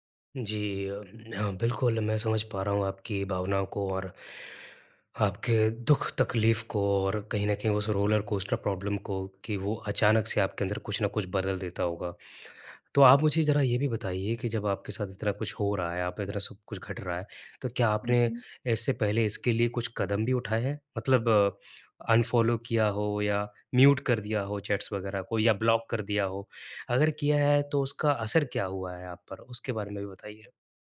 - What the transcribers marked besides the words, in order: in English: "रोलर कोस्टर प्रॉब्लम"; in English: "म्यूट"; in English: "चैट्स"
- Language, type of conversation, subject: Hindi, advice, सोशल मीडिया पर अपने पूर्व साथी को देखकर बार-बार मन को चोट क्यों लगती है?